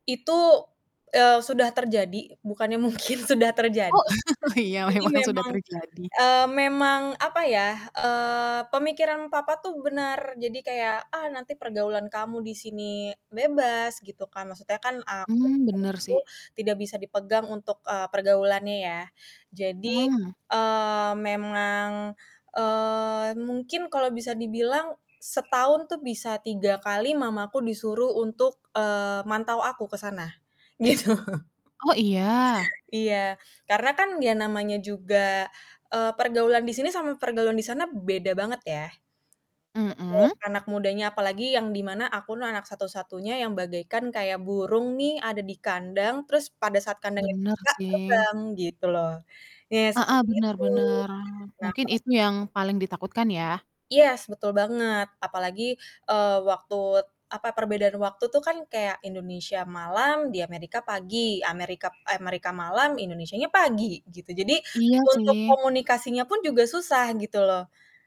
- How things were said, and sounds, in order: static; laughing while speaking: "mungkin"; distorted speech; chuckle; laughing while speaking: "memang"; background speech; other background noise; laughing while speaking: "gitu"; chuckle; unintelligible speech; "tuh" said as "nuh"
- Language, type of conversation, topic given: Indonesian, podcast, Bagaimana pengalamanmu menolak harapan orang tua?